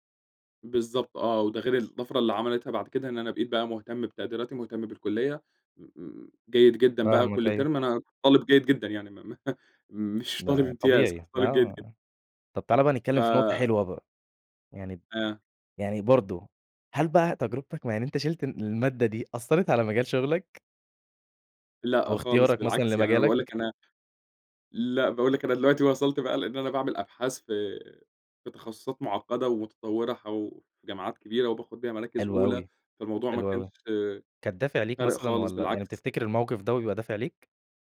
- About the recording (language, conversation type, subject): Arabic, podcast, إمتى حصل معاك إنك حسّيت بخوف كبير وده خلّاك تغيّر حياتك؟
- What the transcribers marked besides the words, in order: chuckle; laughing while speaking: "طالب إمتياز"